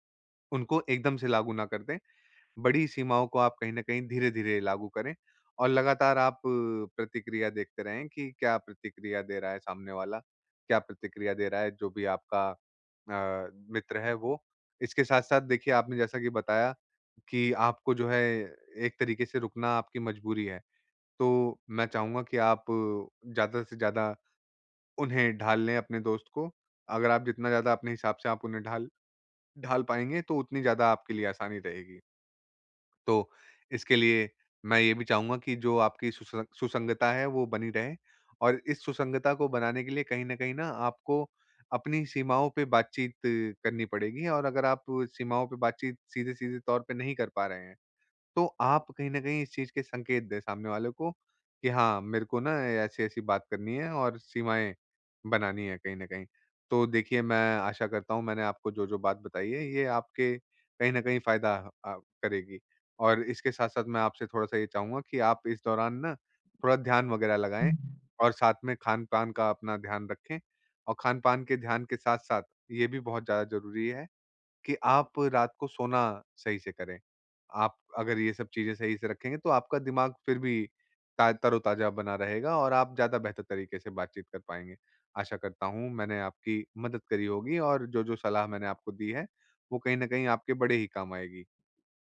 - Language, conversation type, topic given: Hindi, advice, नए रिश्ते में बिना दूरी बनाए मैं अपनी सीमाएँ कैसे स्पष्ट करूँ?
- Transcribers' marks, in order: none